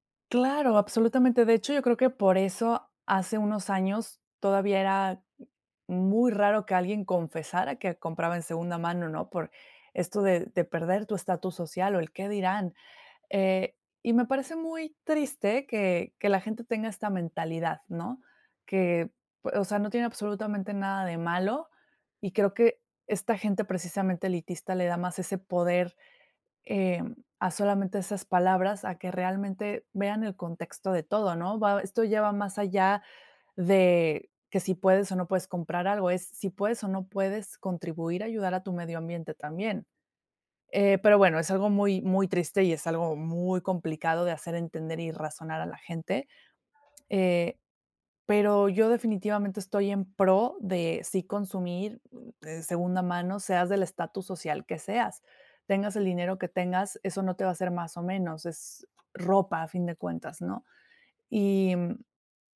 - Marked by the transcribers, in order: other background noise; other noise
- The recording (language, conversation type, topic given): Spanish, podcast, Oye, ¿qué opinas del consumo responsable en la moda?